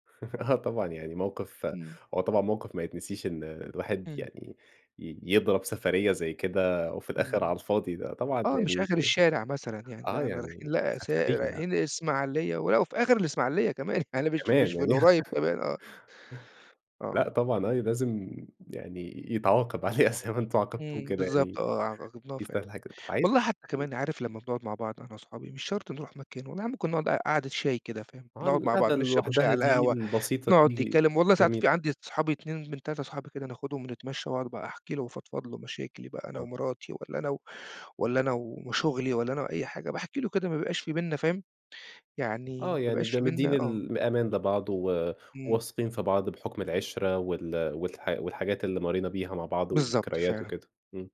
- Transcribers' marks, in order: chuckle; laughing while speaking: "آه طبعًا"; tapping; laughing while speaking: "كمان يعني مش مش في القريب كمان"; laugh; laughing while speaking: "عليها، زي ما"
- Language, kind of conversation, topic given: Arabic, podcast, إيه أكتر لَمّة سعيدة حضرتها مع أهلك أو صحابك ولسه فاكر منها إيه؟